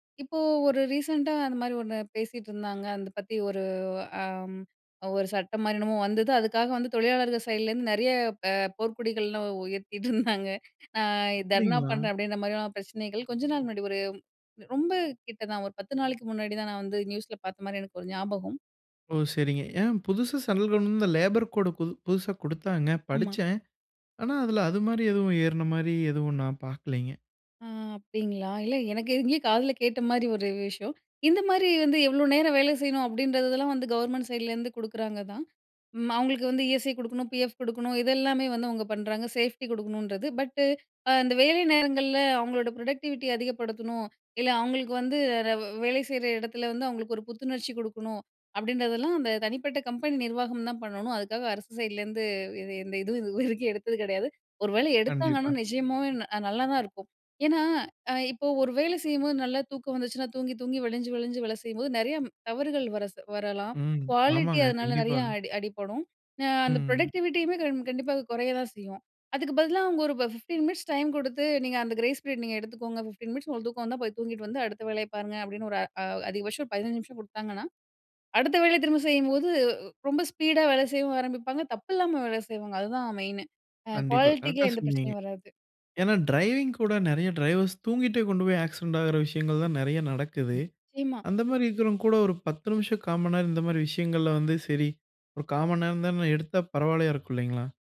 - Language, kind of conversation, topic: Tamil, podcast, சிறு தூக்கம் உங்களுக்கு எப்படிப் பயனளிக்கிறது?
- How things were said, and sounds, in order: laughing while speaking: "உயர்த்திட்டுருந்தாங்க"; in English: "சென்ட்ரல் கவர்ன்மன்ட்"; in English: "லேபர் கோடு"; in English: "சேஃப்டி"; in English: "பட்டு"; in English: "பரொடெக்டிவிட்டிய"; "நிஜமாவே" said as "நிஜயமாவே"; in English: "குவாலிட்டி"; in English: "ப்ரொடக்டிவிட்டியுமே"; in English: "ஃபிஃப்டீன் மினிட்ஸ்"; in English: "கிரேஸ் பீரியட்"; in English: "ஃபிஃப்டீன் மினிட்ஸ்"; in English: "மெயினு. அ குவாலிட்டிக்கு"; in English: "டிரைவிங்"; in English: "டிரைவர்ஸ்"; other background noise